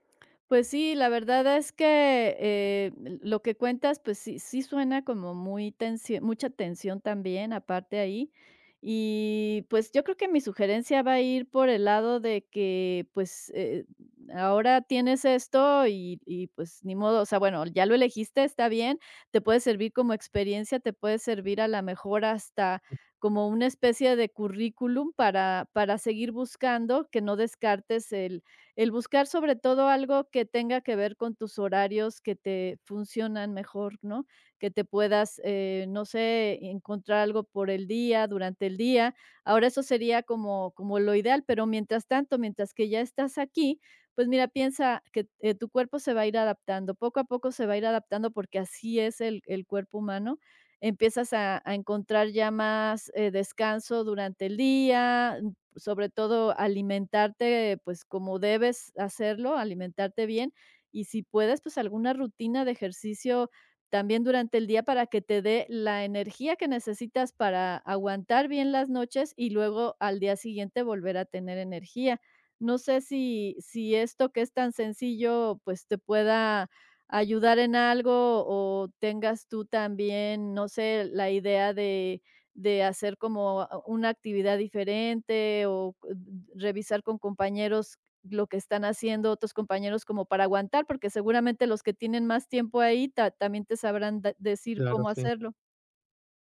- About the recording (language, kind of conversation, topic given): Spanish, advice, ¿Por qué no tengo energía para actividades que antes disfrutaba?
- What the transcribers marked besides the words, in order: tapping